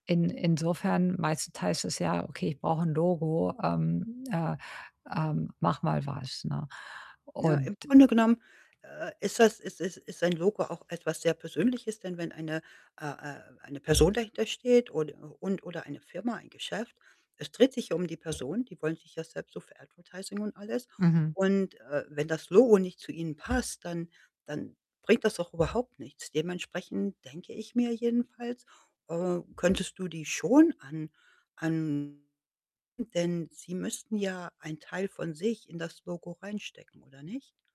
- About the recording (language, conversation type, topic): German, advice, Wie fühlt es sich an, bei kreativer Arbeit nie in einen Flow zu kommen?
- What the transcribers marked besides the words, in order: tapping; other background noise; in English: "Advertising"; distorted speech